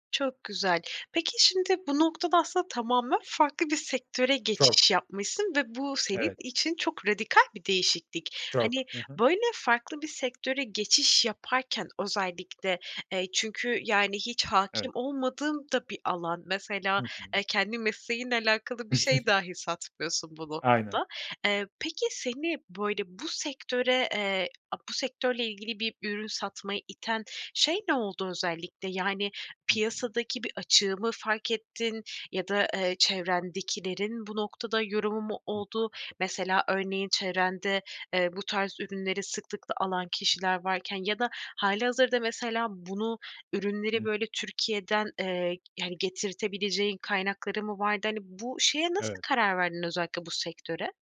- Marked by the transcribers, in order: other background noise; chuckle; unintelligible speech
- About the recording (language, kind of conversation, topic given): Turkish, podcast, Kendi işini kurmayı hiç düşündün mü? Neden?